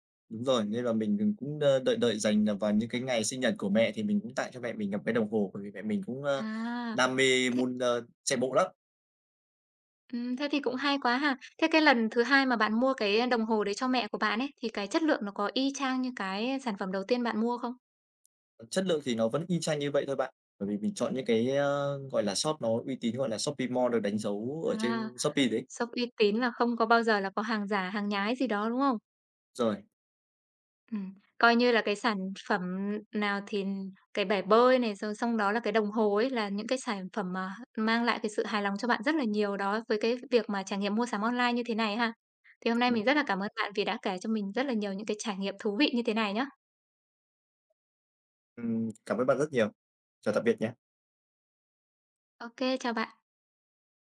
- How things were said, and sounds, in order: tapping
- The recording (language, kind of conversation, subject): Vietnamese, podcast, Bạn có thể kể về lần mua sắm trực tuyến khiến bạn ấn tượng nhất không?
- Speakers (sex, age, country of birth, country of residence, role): female, 25-29, Vietnam, Vietnam, host; male, 25-29, Vietnam, Vietnam, guest